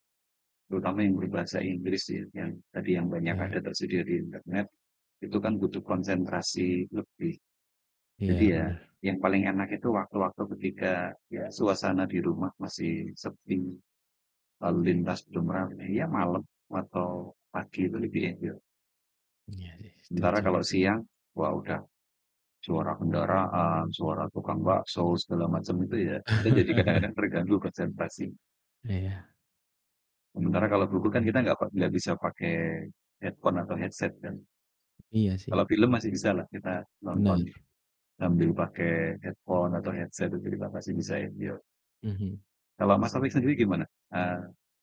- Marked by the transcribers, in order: distorted speech; in English: "enjoy"; tapping; chuckle; in English: "headphone"; in English: "headset"; in English: "headphone"; in English: "headset"; in English: "enjoy"
- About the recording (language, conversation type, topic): Indonesian, unstructured, Mana yang lebih Anda sukai dan mengapa: membaca buku atau menonton film?